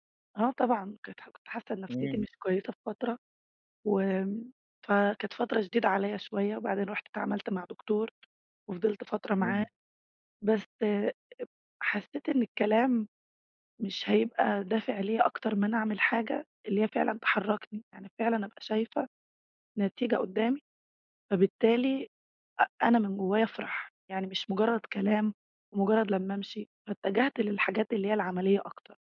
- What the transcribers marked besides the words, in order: none
- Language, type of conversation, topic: Arabic, podcast, إيه طرقك للتعامل مع التوتر والضغط؟